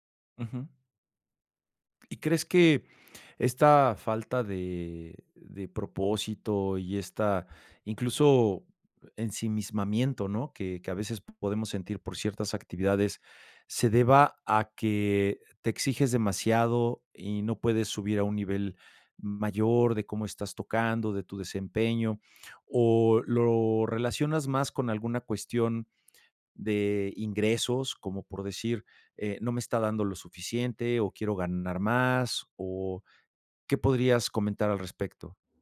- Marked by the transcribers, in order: none
- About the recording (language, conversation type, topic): Spanish, advice, ¿Cómo puedo encontrarle sentido a mi trabajo diario si siento que no tiene propósito?